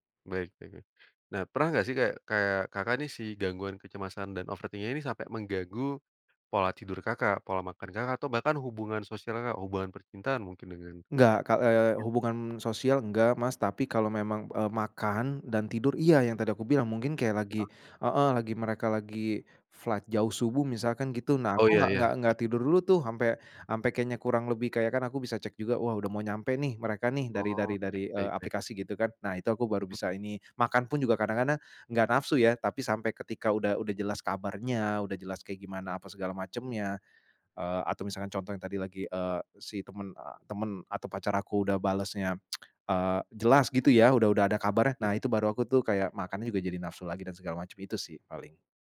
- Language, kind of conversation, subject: Indonesian, podcast, Bagaimana cara kamu menghadapi rasa cemas dalam kehidupan sehari-hari?
- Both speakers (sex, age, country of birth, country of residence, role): male, 30-34, Indonesia, Indonesia, host; male, 35-39, Indonesia, Indonesia, guest
- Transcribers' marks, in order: in English: "overthink-nya"; other background noise; unintelligible speech; in English: "flight"; other noise